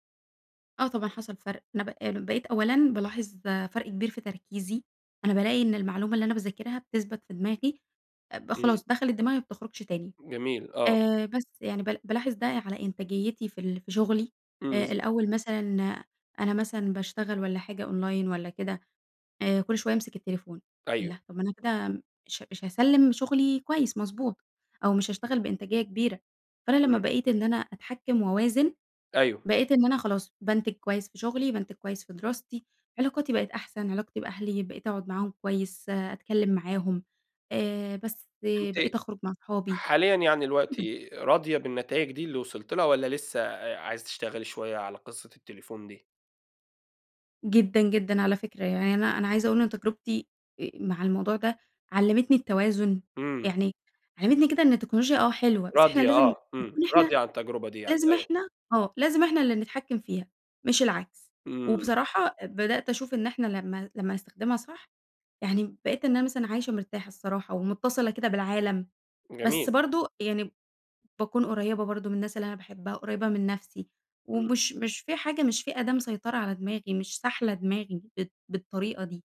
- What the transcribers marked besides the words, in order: in English: "أونلاين"; unintelligible speech; other background noise
- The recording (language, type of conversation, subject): Arabic, podcast, إزاي الموبايل بيأثر على يومك؟